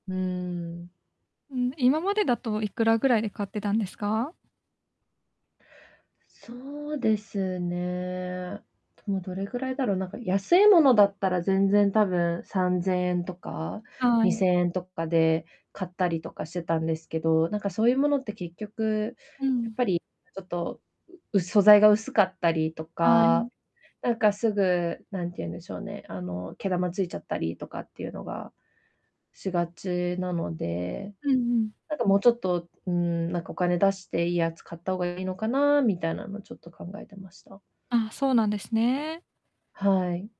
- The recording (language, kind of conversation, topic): Japanese, advice, 予算内で品質の良い商品を見つけるにはどうすればよいですか？
- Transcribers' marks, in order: distorted speech